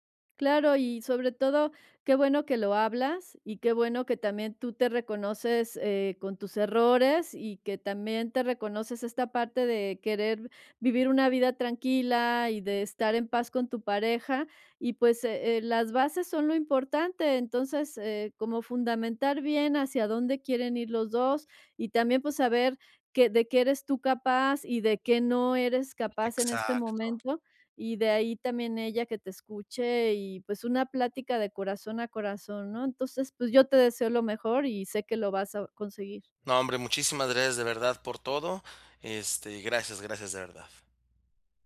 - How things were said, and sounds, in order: other background noise
- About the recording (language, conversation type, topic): Spanish, advice, ¿Cómo puedo establecer límites saludables y comunicarme bien en una nueva relación después de una ruptura?